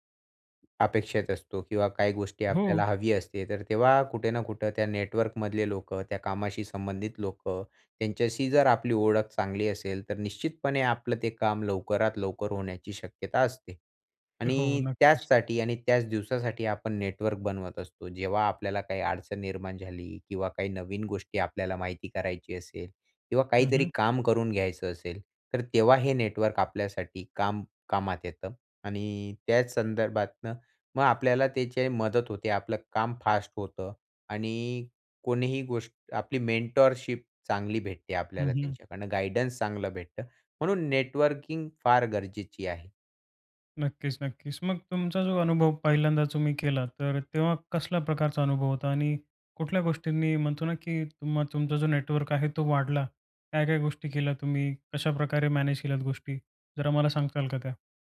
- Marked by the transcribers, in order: tapping; in English: "मेंटरशिप"; "सांगाल" said as "सांगताल"
- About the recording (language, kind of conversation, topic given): Marathi, podcast, नेटवर्किंगमध्ये सुरुवात कशी करावी?